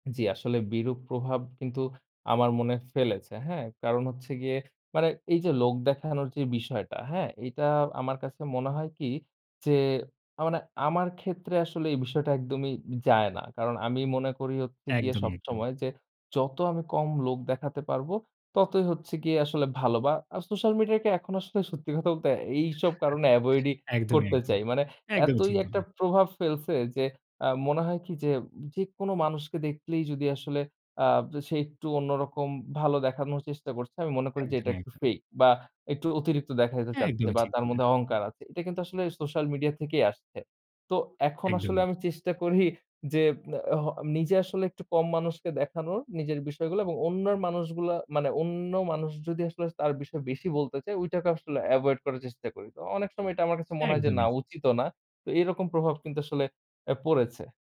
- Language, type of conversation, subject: Bengali, podcast, সোশ্যাল মিডিয়ায় লোক দেখানোর প্রবণতা কীভাবে সম্পর্ককে প্রভাবিত করে?
- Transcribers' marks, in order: scoff; chuckle; in English: "fake"; tapping; scoff; in English: "avoid"